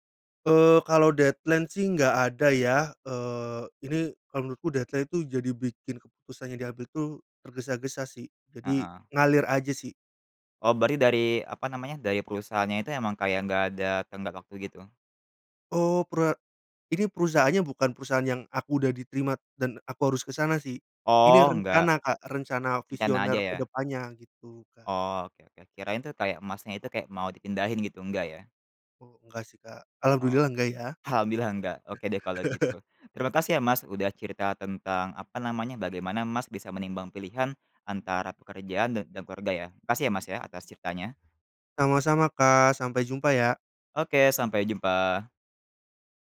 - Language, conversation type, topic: Indonesian, podcast, Bagaimana cara menimbang pilihan antara karier dan keluarga?
- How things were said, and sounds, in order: in English: "deadline"; in English: "deadline"; chuckle; other background noise